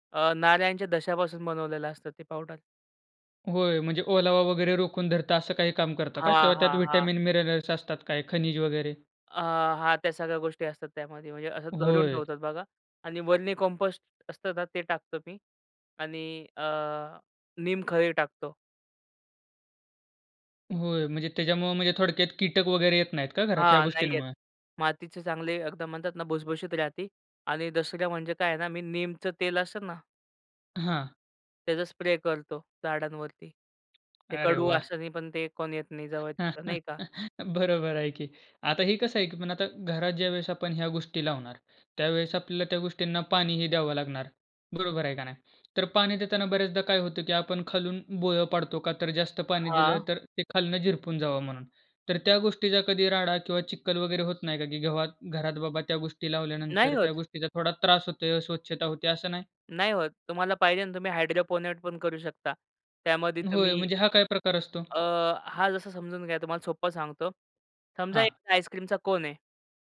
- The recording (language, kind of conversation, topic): Marathi, podcast, घरात साध्या उपायांनी निसर्गाविषयीची आवड कशी वाढवता येईल?
- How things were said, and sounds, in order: other noise; tapping; in English: "स्प्रे"; laugh; laughing while speaking: "बरोबर आहे की"; in English: "हायड्रोपोनेट"